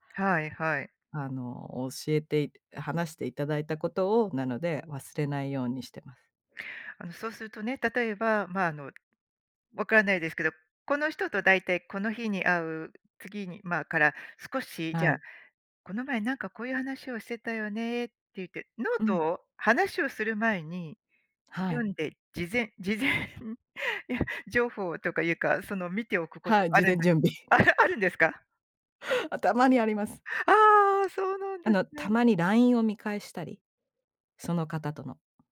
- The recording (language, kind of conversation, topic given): Japanese, podcast, 人間関係で普段どんなことに気を付けていますか？
- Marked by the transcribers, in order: other background noise; laughing while speaking: "事前"; laughing while speaking: "あ、あるんですか？"; tapping